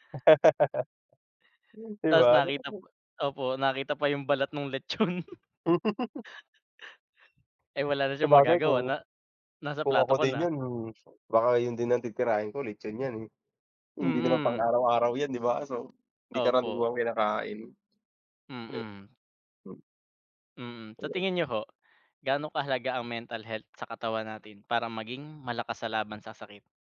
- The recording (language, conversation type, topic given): Filipino, unstructured, Paano mo pinoprotektahan ang iyong katawan laban sa sakit araw-araw?
- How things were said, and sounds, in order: laugh; other noise; unintelligible speech; laughing while speaking: "lechon"; chuckle; laugh; other background noise